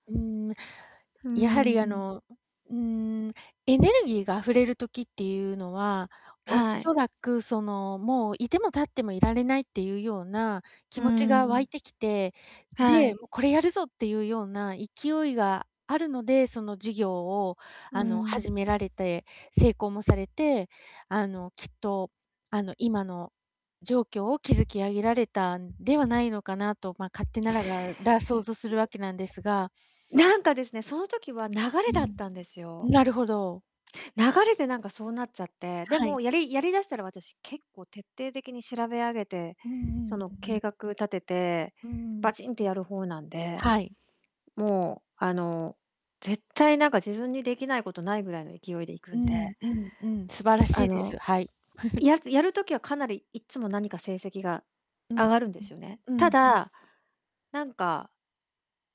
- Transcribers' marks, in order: distorted speech; other background noise; chuckle
- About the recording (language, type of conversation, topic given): Japanese, advice, 自由時間が多すぎて、目的や充実感を見いだせないのですが、どうすればいいですか？